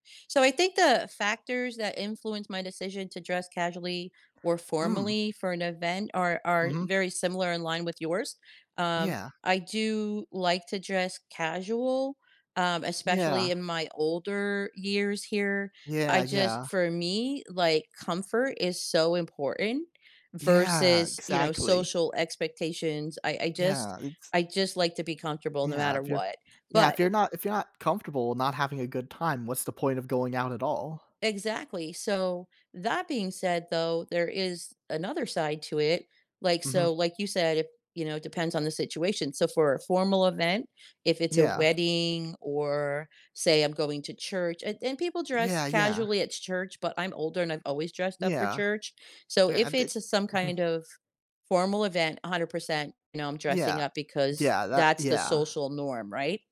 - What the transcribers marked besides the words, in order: other background noise
- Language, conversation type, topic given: English, unstructured, What factors influence your decision to dress casually or formally for an event?
- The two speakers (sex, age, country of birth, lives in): female, 60-64, United States, United States; male, 25-29, United States, United States